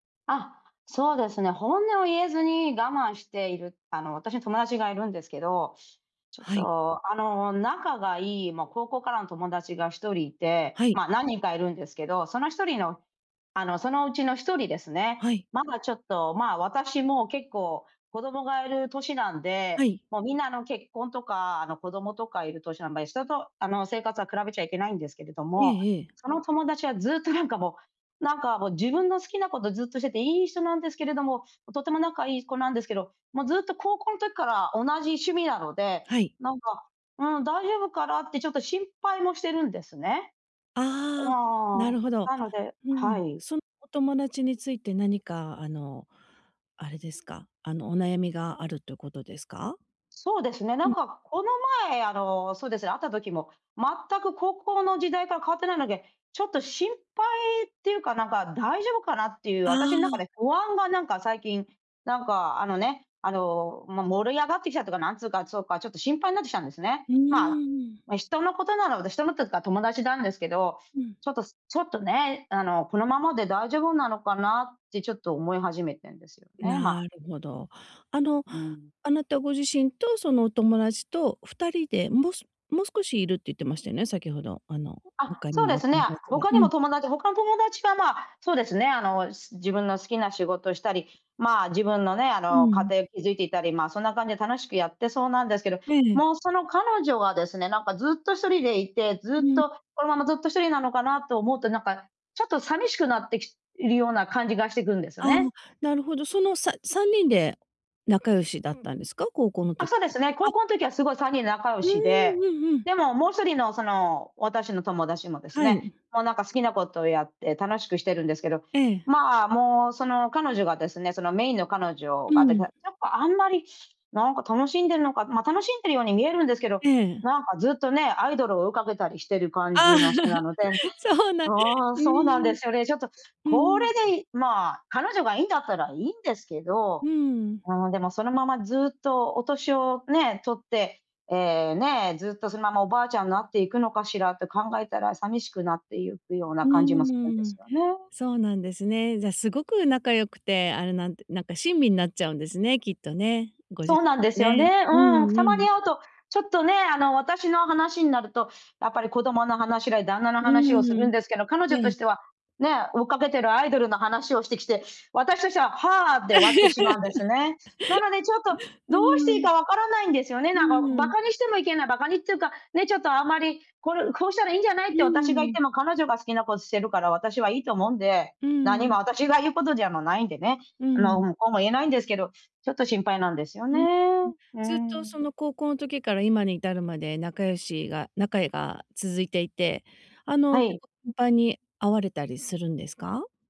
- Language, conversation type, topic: Japanese, advice, 本音を言えずに我慢してしまう友人関係のすれ違いを、どうすれば解消できますか？
- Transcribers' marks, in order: laugh; laugh